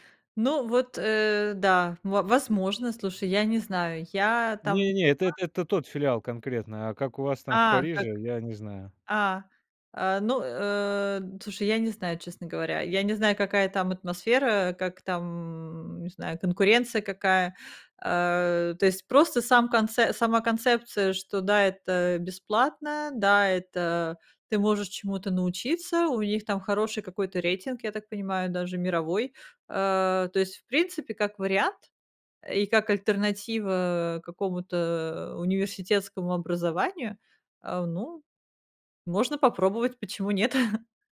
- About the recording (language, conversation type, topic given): Russian, podcast, Где искать бесплатные возможности для обучения?
- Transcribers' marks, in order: laughing while speaking: "нет"